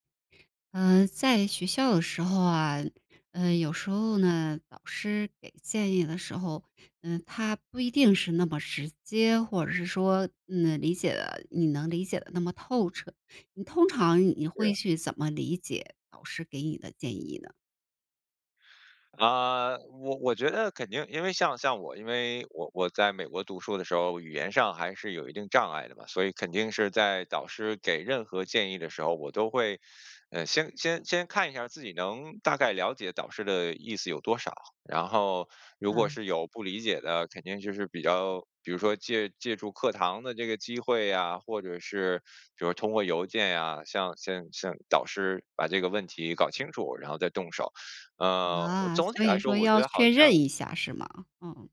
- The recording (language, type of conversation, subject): Chinese, podcast, 你是怎样把导师的建议落地执行的?
- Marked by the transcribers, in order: tapping